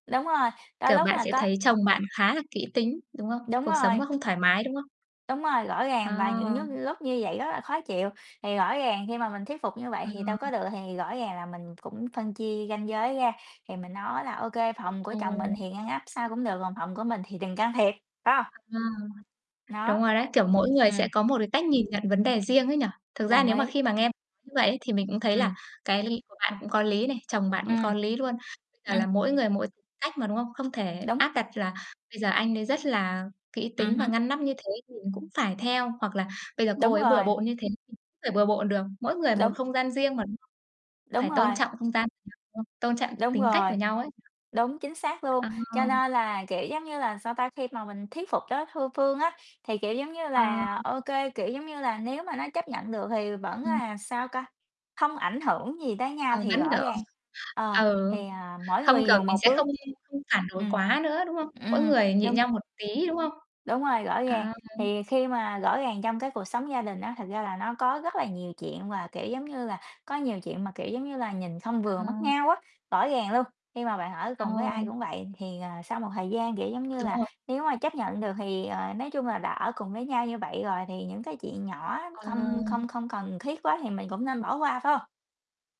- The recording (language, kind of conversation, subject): Vietnamese, unstructured, Làm sao để thuyết phục người khác thay đổi thói quen xấu?
- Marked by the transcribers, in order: tapping; other background noise; "lúc-" said as "nhúc"; static; distorted speech; unintelligible speech